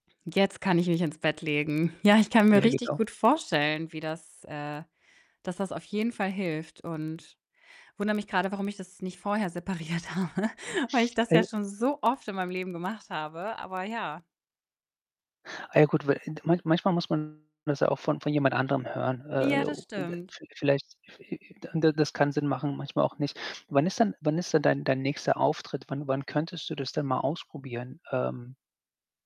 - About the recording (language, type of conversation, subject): German, advice, Wie sieht dein Gedankenkarussell wegen der Arbeit vor dem Einschlafen aus?
- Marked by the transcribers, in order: distorted speech; laughing while speaking: "separiert habe"; unintelligible speech; stressed: "so"; static; other background noise